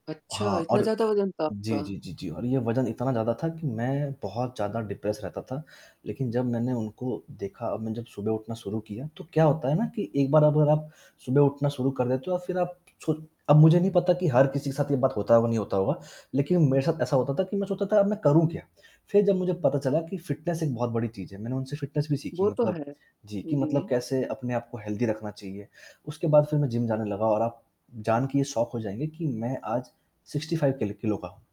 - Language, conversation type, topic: Hindi, podcast, कौन-से कलाकार ने आपको सबसे ज़्यादा प्रेरित किया है?
- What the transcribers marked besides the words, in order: static; in English: "डिप्रेस्ड"; tapping; in English: "फिटनेस"; in English: "फिटनेस"; distorted speech; in English: "हेल्दी"; in English: "शॉक"; in English: "सिक्सटी फाइव"